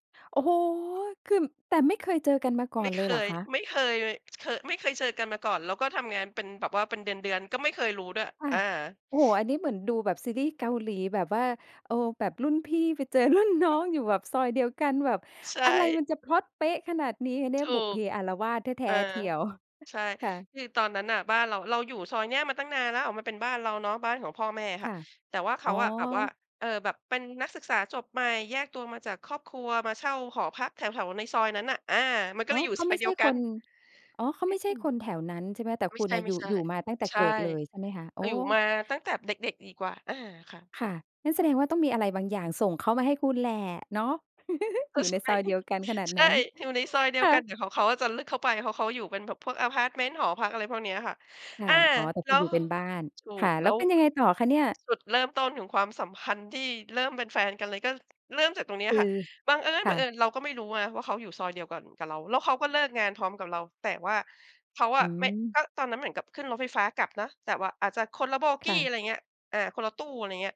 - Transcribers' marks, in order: laughing while speaking: "รุ่นน้อง"; chuckle; laughing while speaking: "ก็ใช่"; chuckle; stressed: "บังเอิญ"; in English: "โบกี"
- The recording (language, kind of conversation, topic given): Thai, podcast, ประสบการณ์ชีวิตแต่งงานของคุณเป็นอย่างไร เล่าให้ฟังได้ไหม?